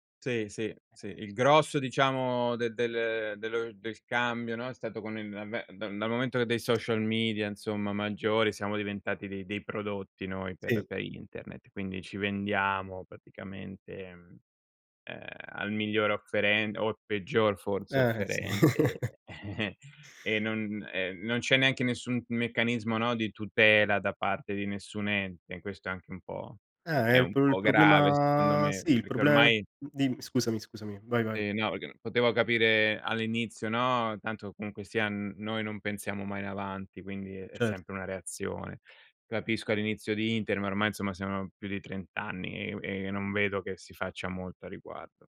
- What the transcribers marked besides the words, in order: other noise; other background noise; chuckle
- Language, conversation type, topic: Italian, unstructured, Ti preoccupa la quantità di dati personali che viene raccolta online?